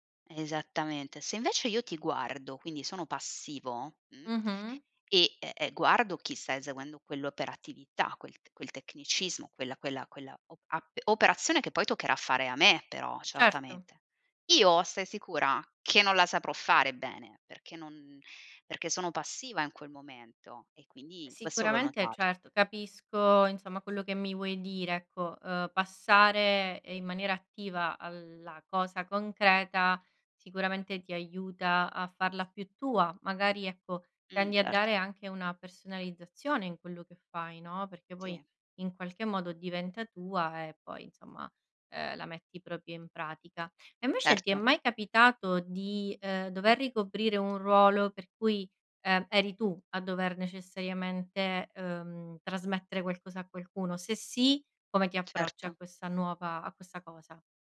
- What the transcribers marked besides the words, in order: tapping
- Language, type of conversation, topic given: Italian, podcast, Come impari meglio: ascoltando, leggendo o facendo?